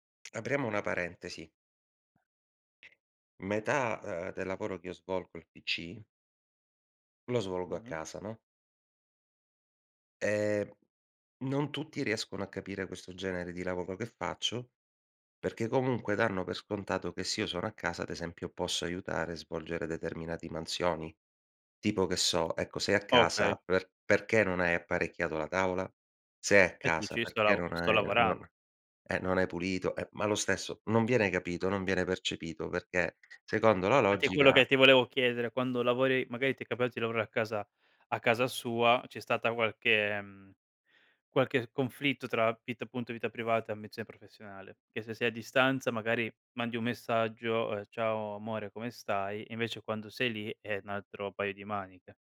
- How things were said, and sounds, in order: tapping; "capitato" said as "capiato"
- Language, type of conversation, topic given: Italian, podcast, Come bilanci la vita privata e l’ambizione professionale?